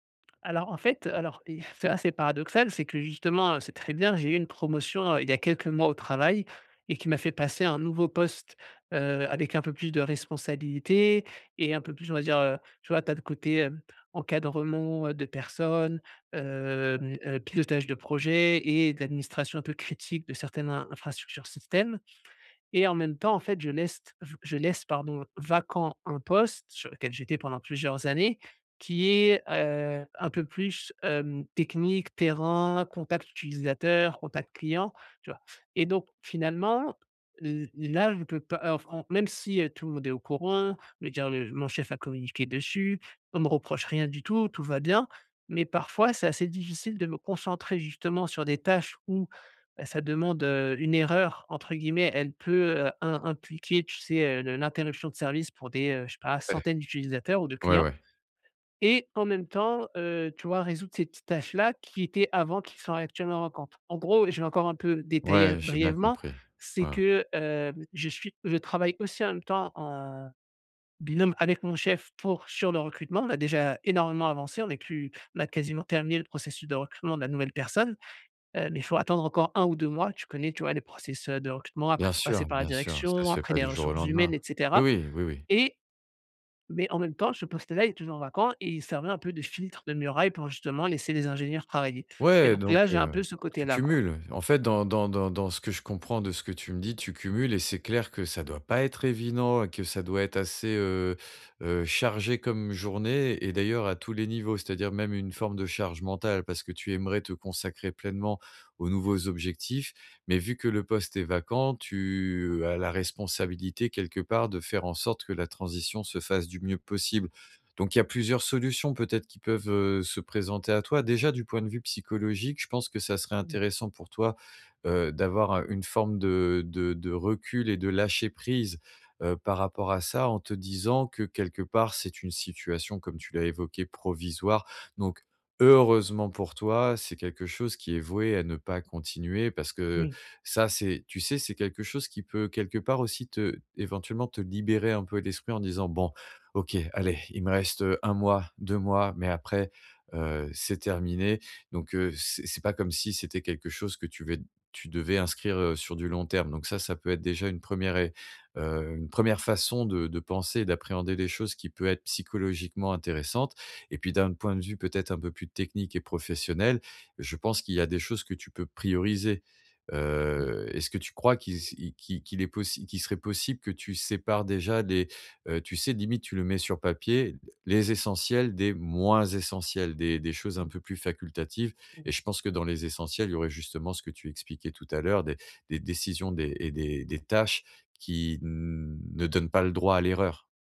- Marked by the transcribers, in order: unintelligible speech
- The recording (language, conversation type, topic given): French, advice, Comment structurer ma journée pour rester concentré et productif ?